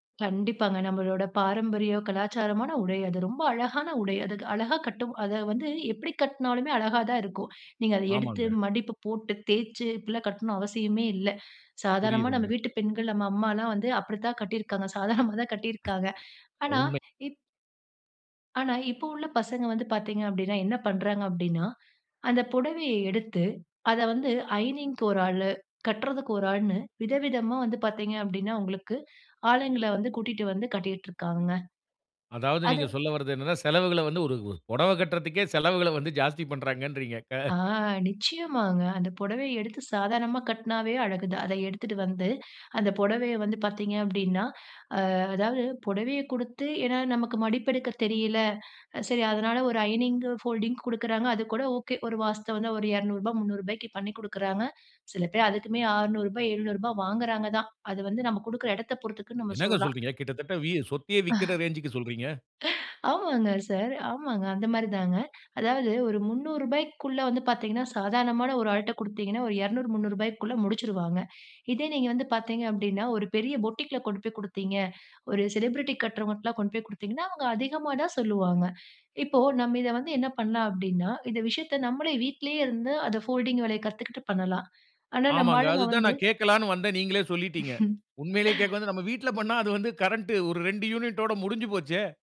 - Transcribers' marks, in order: other noise; in English: "ஃபோல்டிங்"; surprised: "என்னங்க சொல்றீங்க? கிட்டத்தட்ட வி சொத்தையே விக்கிற ரேஞ்சுக்கு சொல்றீங்க"; chuckle; in English: "ரேஞ்சுக்கு"; in English: "ஃபோல்டிங்"; chuckle
- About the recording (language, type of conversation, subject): Tamil, podcast, மாடர்ன் ஸ்டைல் அம்சங்களை உங்கள் பாரம்பரியத்தோடு சேர்க்கும்போது அது எப்படிச் செயல்படுகிறது?